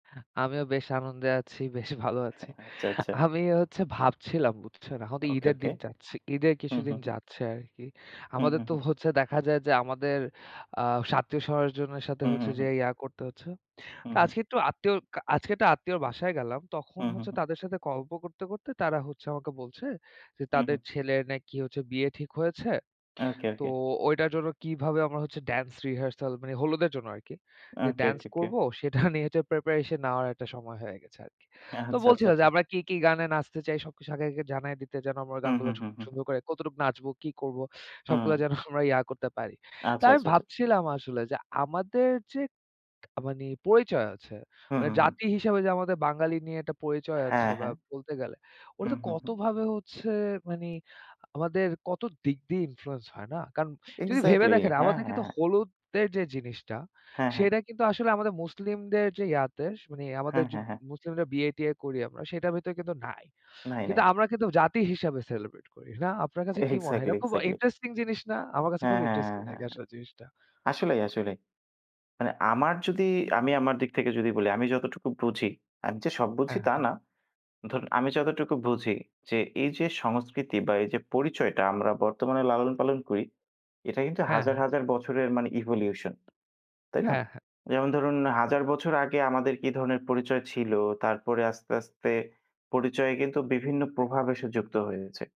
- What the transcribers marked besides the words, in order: laughing while speaking: "বেশ ভালো আছি"; laughing while speaking: "হ্যাঁ, আচ্ছা, আচ্ছা"; laughing while speaking: "সেটা"; laughing while speaking: "আচ্ছা, আচ্ছা, আচ্ছা"; laughing while speaking: "যেন"; in English: "ইনফ্লুয়েন্স"; laughing while speaking: "এক্সাক্টলি, এক্সাক্টলি"; in English: "ইভোলিউশন"
- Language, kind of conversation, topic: Bengali, unstructured, আপনার সংস্কৃতি আপনার পরিচয়কে কীভাবে প্রভাবিত করে?